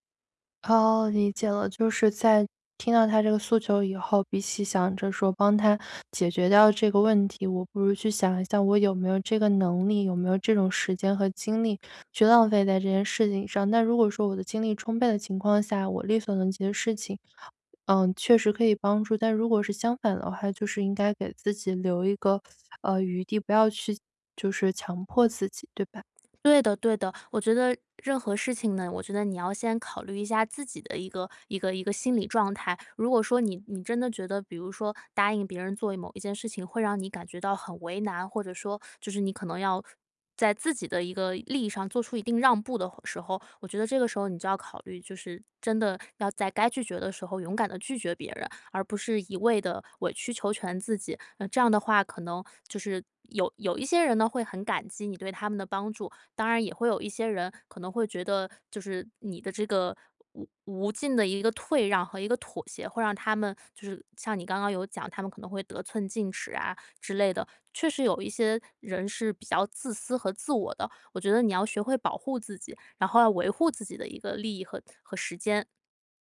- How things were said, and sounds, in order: teeth sucking
- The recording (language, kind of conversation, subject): Chinese, advice, 我总是很难说“不”，还经常被别人利用，该怎么办？